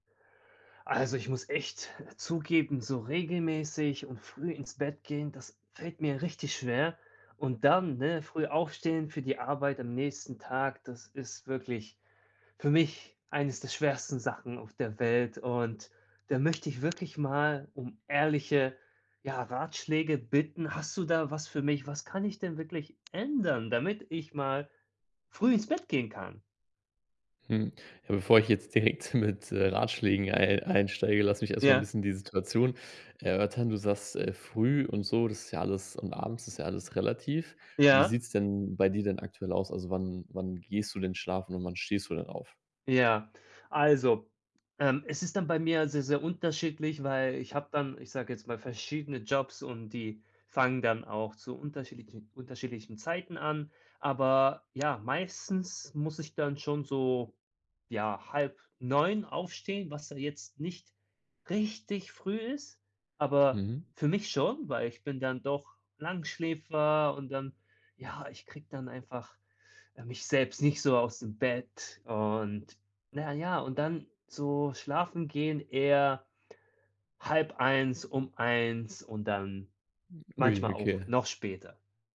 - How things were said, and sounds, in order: tapping; other background noise
- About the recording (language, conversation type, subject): German, advice, Warum gehst du abends nicht regelmäßig früher schlafen?